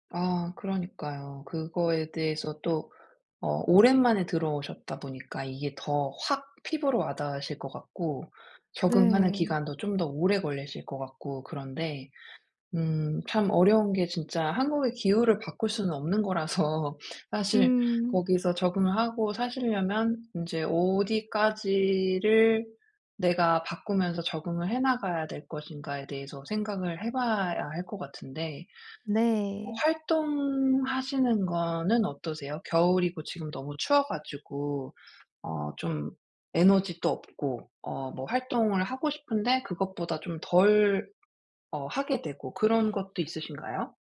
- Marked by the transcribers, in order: other background noise; laughing while speaking: "거라서"
- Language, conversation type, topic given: Korean, advice, 새로운 기후와 계절 변화에 어떻게 적응할 수 있을까요?